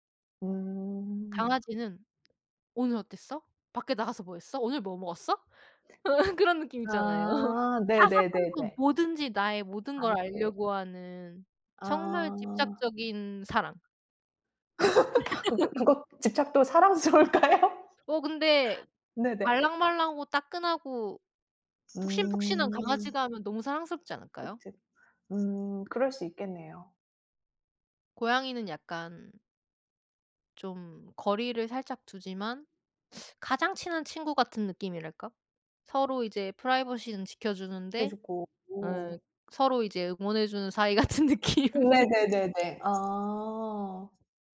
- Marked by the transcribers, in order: other background noise; laugh; laughing while speaking: "있잖아요"; laugh; laughing while speaking: "사랑스러울까요?"; laughing while speaking: "같은 느낌"; laugh
- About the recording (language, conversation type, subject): Korean, unstructured, 고양이와 강아지 중 어떤 반려동물이 더 사랑스럽다고 생각하시나요?